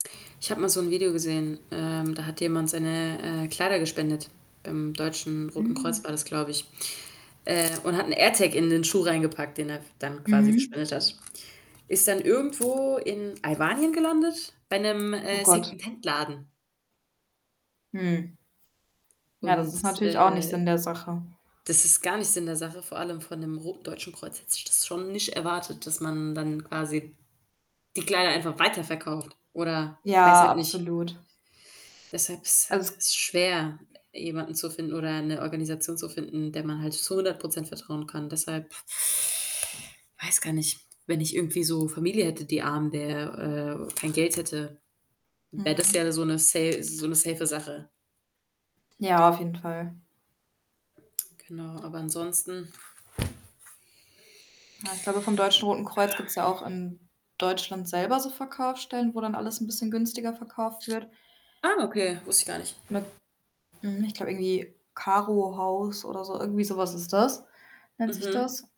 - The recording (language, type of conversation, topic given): German, unstructured, Was würdest du tun, wenn du viel Geld gewinnen würdest?
- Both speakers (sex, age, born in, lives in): female, 20-24, Germany, Germany; female, 25-29, Germany, Germany
- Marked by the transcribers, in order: static; other background noise; tapping; background speech; in English: "save"; surprised: "Ah"